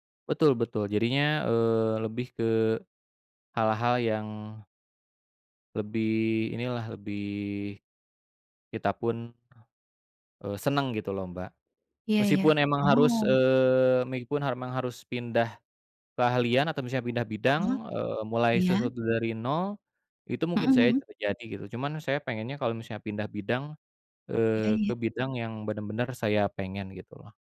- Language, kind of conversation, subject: Indonesian, unstructured, Bagaimana kamu membayangkan hidupmu lima tahun ke depan?
- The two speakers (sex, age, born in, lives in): female, 35-39, Indonesia, Indonesia; male, 35-39, Indonesia, Indonesia
- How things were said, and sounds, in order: tapping; other background noise; "meskipun" said as "meiupun"; "memang" said as "harmang"